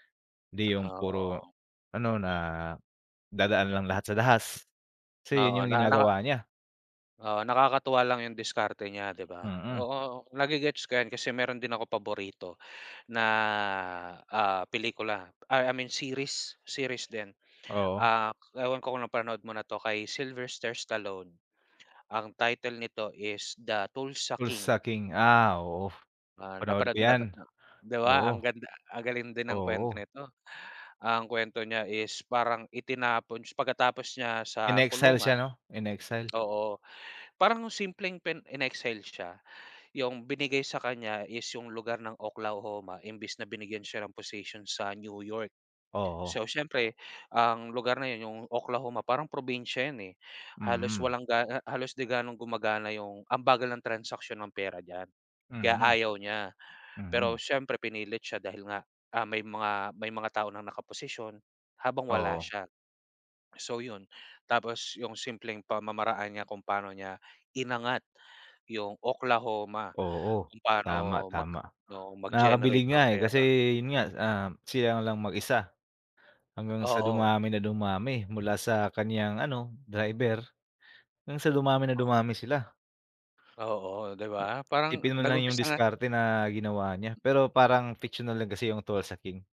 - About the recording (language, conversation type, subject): Filipino, unstructured, Ano ang paborito mong uri ng pelikula, at bakit?
- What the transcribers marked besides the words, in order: other background noise; tapping